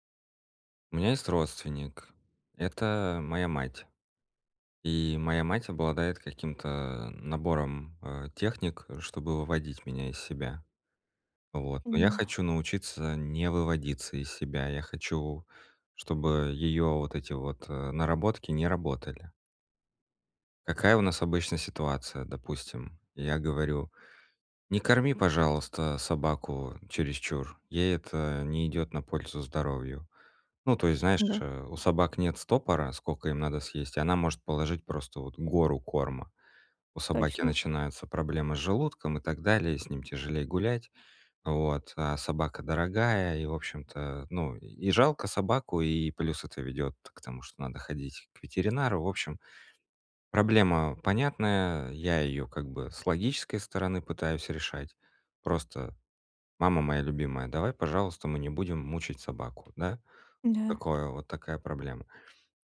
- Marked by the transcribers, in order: tapping
- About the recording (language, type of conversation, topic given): Russian, advice, Как вести разговор, чтобы не накалять эмоции?